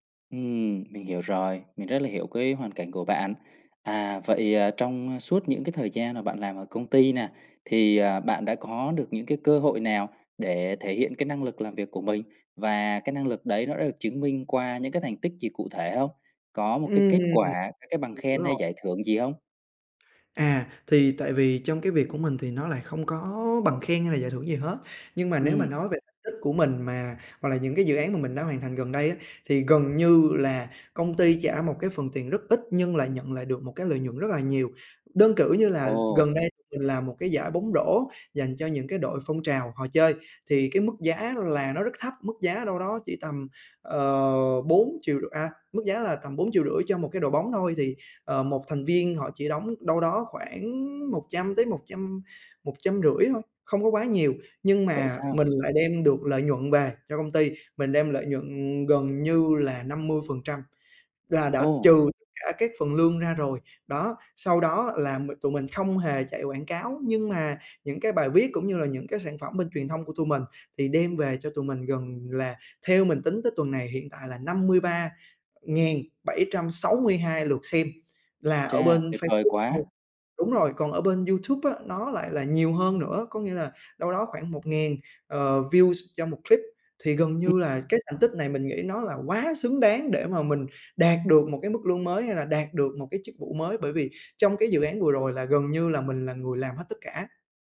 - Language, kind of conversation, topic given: Vietnamese, advice, Làm thế nào để xin tăng lương hoặc thăng chức với sếp?
- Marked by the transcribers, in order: tapping; in English: "views"